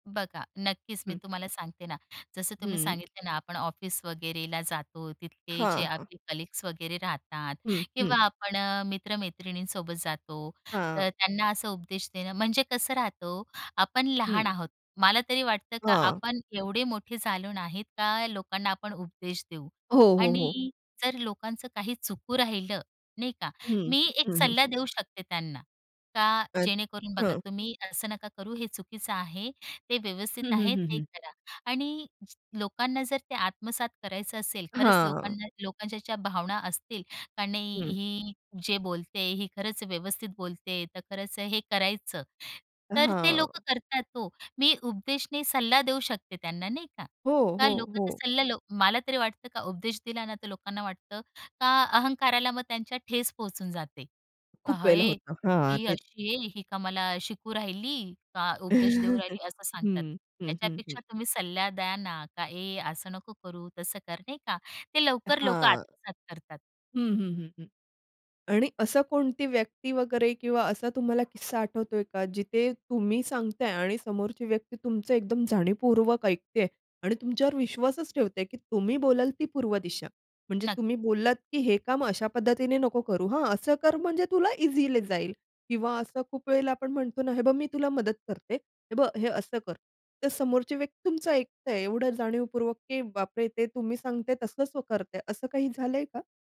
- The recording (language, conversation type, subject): Marathi, podcast, जाणिवपूर्वक ऐकण्यामुळे विश्वास कितपत वाढतो?
- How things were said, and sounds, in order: tapping; other background noise; in English: "कलीग्स"; laugh